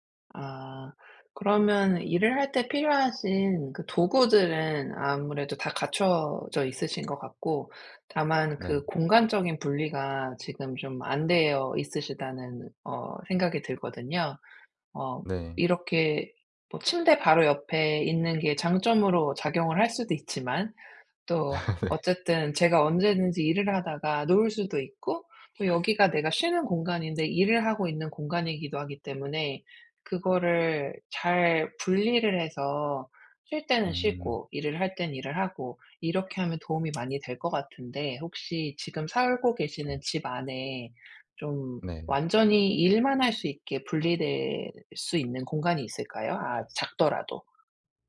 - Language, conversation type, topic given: Korean, advice, 원격·하이브리드 근무로 달라진 업무 방식에 어떻게 적응하면 좋을까요?
- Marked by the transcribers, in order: other background noise; laugh; laughing while speaking: "네"